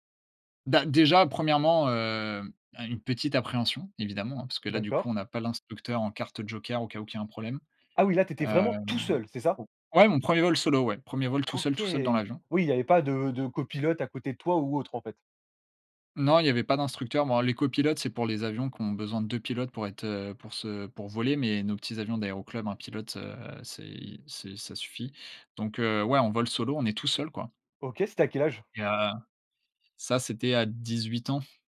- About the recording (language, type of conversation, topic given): French, podcast, Parle-nous d’un projet passion qui te tient à cœur ?
- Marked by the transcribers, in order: stressed: "tout seul"